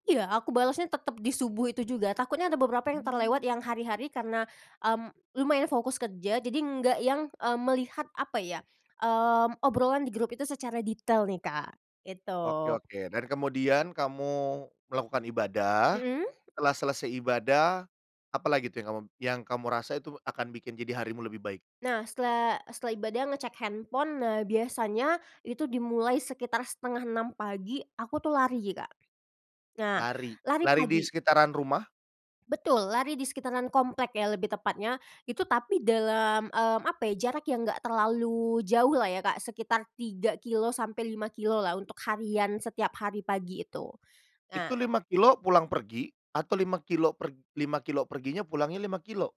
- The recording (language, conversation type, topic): Indonesian, podcast, Apa kebiasaan pagi yang bikin harimu jadi lebih baik?
- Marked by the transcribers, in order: none